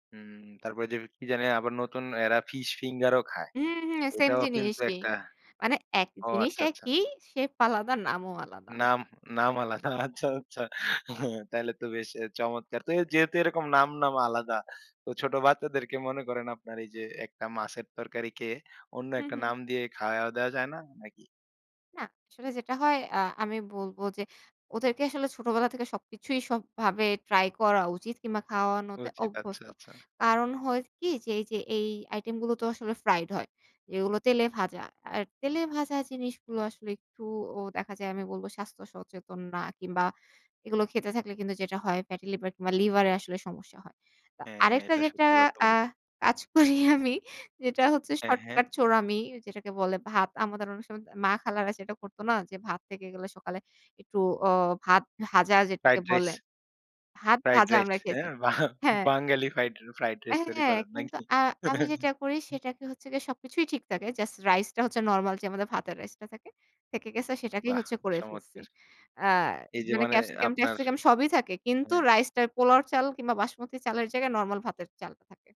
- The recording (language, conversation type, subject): Bengali, podcast, তরুণদের কাছে ঐতিহ্যবাহী খাবারকে আরও আকর্ষণীয় করে তুলতে আপনি কী করবেন?
- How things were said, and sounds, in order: laughing while speaking: "আচ্ছা, আচ্ছা"; other background noise; tapping; laughing while speaking: "করি আমি"; laughing while speaking: "বাহ"; chuckle